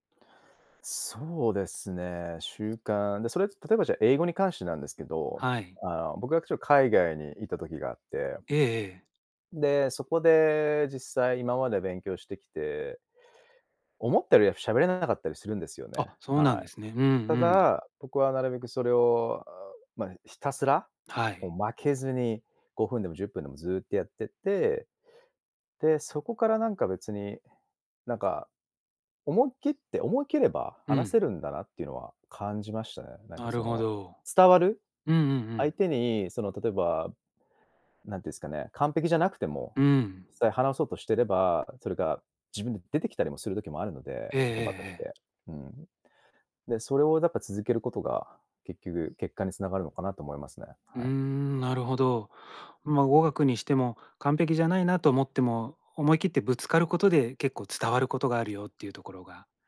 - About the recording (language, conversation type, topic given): Japanese, podcast, 自分を成長させる日々の習慣って何ですか？
- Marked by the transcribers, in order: other background noise